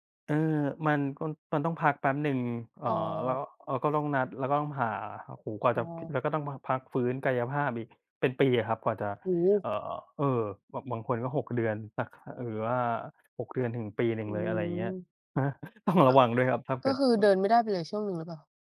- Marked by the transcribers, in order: laughing while speaking: "ต้องระวัง"
- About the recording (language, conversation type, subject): Thai, unstructured, คุณชอบทำกิจกรรมอะไรในเวลาว่างมากที่สุด?